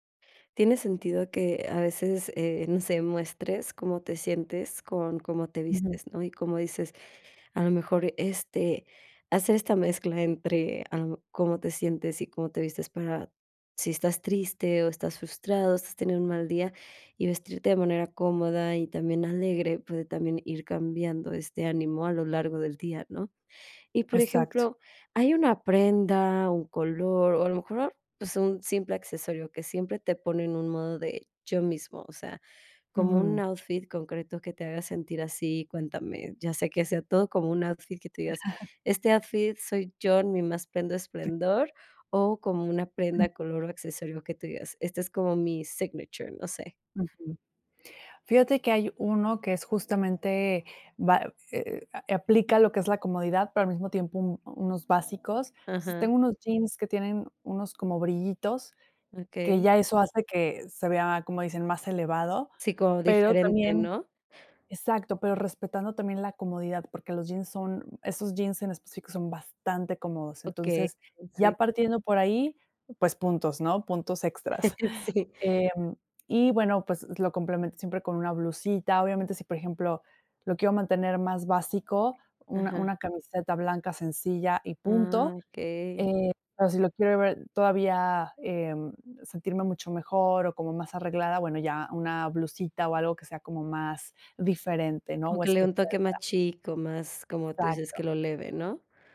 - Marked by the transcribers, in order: chuckle; in English: "signature"; chuckle
- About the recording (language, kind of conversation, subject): Spanish, podcast, ¿Qué te hace sentir auténtico al vestirte?